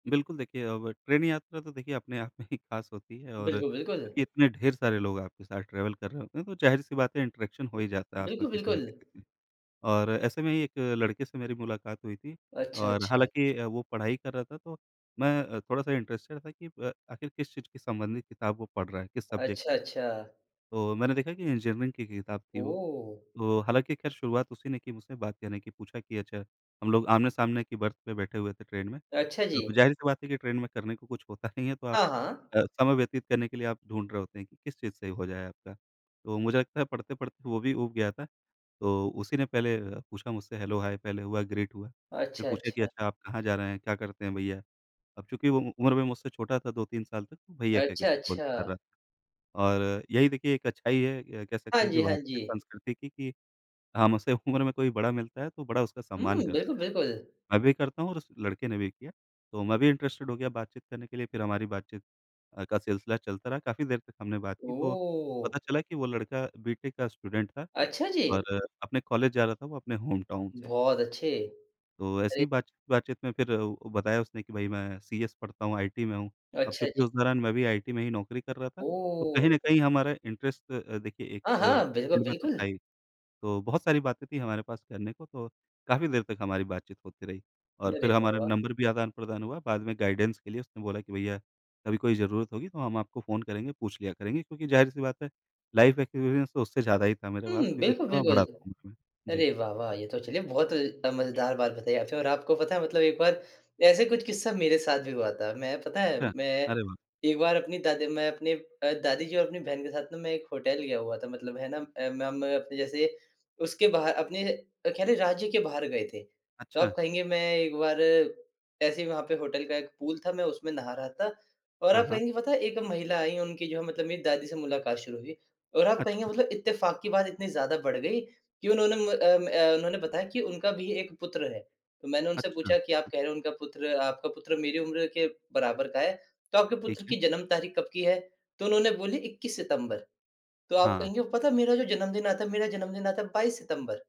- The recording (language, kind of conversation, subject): Hindi, podcast, सफ़र में किसी अजनबी से मिली आपकी सबसे यादगार कहानी क्या है?
- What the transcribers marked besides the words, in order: laughing while speaking: "अपने आप में ही"; in English: "ट्रैवल"; in English: "इंटरेक्शन"; in English: "इंटरेस्टेड"; in English: "सब्जेक्ट"; laughing while speaking: "होता नहीं है"; in English: "हेलो, हाय"; in English: "ग्रीट"; in English: "इंटरेस्टेड"; in English: "स्टूडेंट"; in English: "होमटाउन"; in English: "सीएस"; in English: "इंटरेस्ट"; in English: "फ़ील्ड"; in English: "गाइडेंस"; in English: "लाइफ एक्सपीरियंस"; other background noise